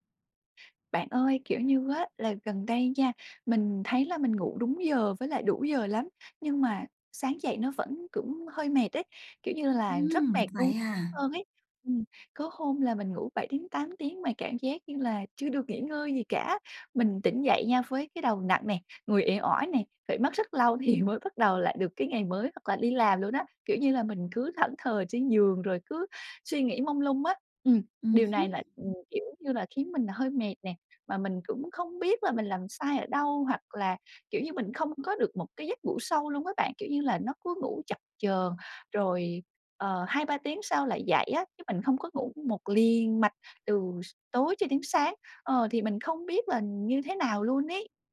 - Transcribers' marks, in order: tapping; other background noise; laughing while speaking: "thì mới"
- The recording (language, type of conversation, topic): Vietnamese, advice, Làm thế nào để cải thiện chất lượng giấc ngủ và thức dậy tràn đầy năng lượng hơn?